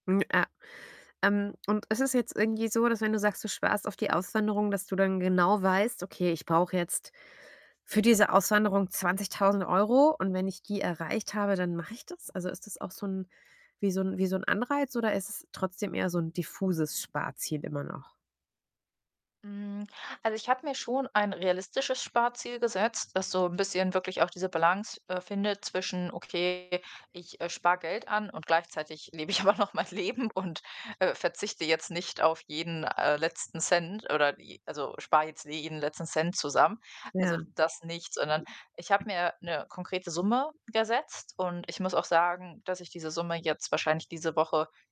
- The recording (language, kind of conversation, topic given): German, podcast, Wie findest du eine gute Balance zwischen Sparen und dem Leben im Hier und Jetzt?
- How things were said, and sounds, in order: distorted speech; laughing while speaking: "lebe ich aber noch mein Leben"; other background noise